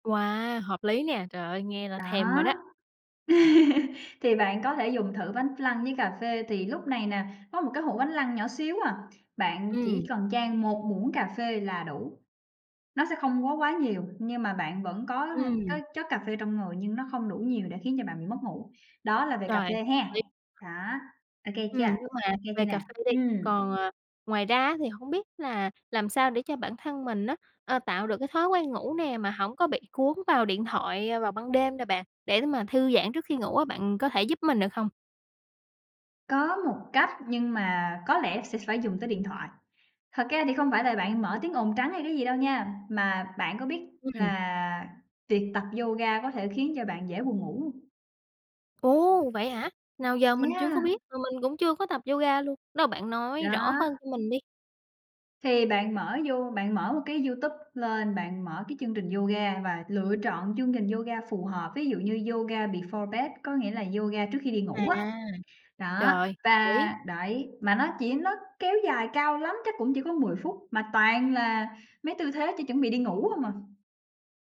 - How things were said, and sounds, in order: tapping; laugh; "flan" said as "lăn"; in English: "Yoga before bed"
- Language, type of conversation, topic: Vietnamese, advice, Bạn gặp khó khăn gì khi hình thành thói quen ngủ sớm và đều đặn?